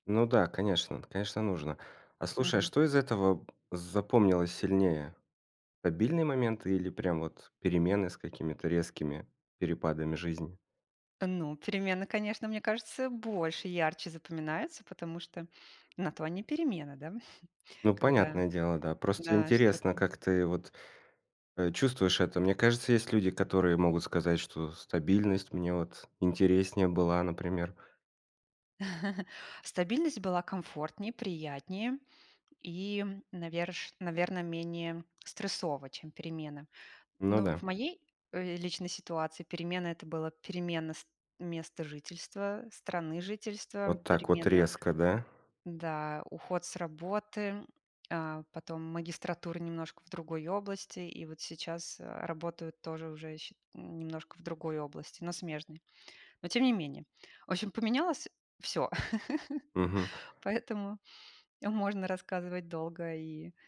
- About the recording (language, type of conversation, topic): Russian, podcast, Что вы выбираете — стабильность или перемены — и почему?
- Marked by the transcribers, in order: tapping; chuckle; chuckle; giggle